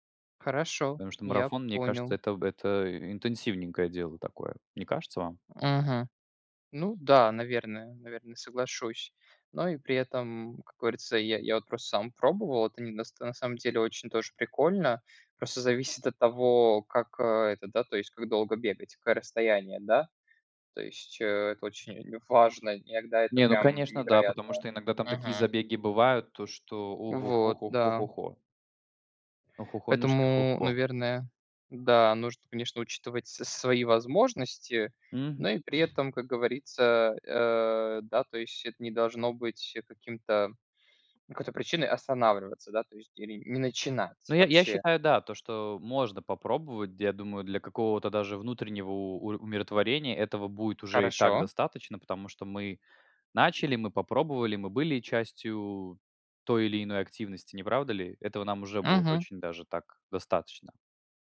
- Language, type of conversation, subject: Russian, unstructured, Какие простые способы расслабиться вы знаете и используете?
- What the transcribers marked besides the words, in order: none